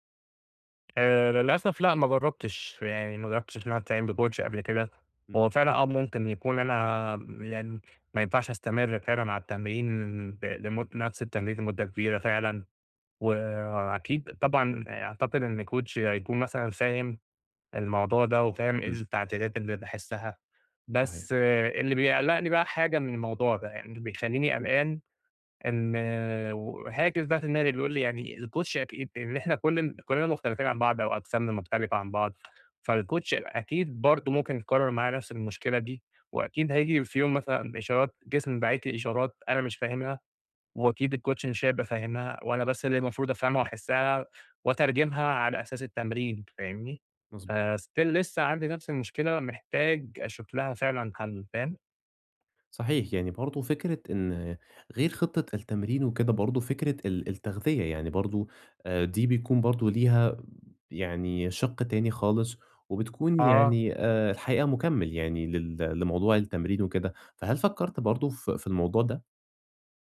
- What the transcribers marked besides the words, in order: in English: "بcoach"; in English: "coach"; in English: "الcoach"; in English: "فالcoach"; in English: "الcoach"; other background noise; in English: "فstill"
- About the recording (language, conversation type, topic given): Arabic, advice, ازاي أتعلم أسمع إشارات جسمي وأظبط مستوى نشاطي اليومي؟